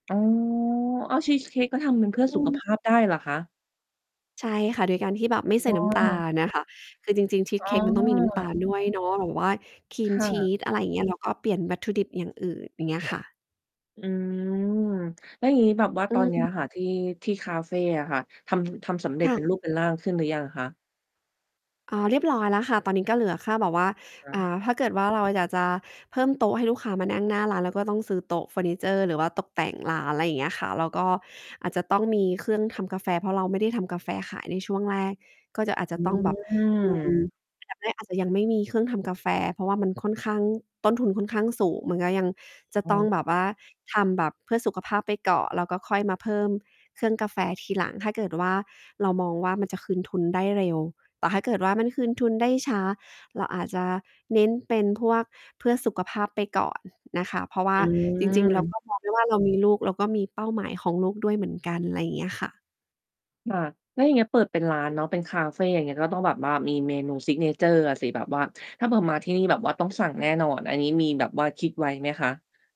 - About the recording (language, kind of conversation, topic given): Thai, podcast, เล่าถึงงานในฝันของคุณหน่อยได้ไหม?
- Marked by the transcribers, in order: distorted speech; tapping; other background noise; drawn out: "อืม"; unintelligible speech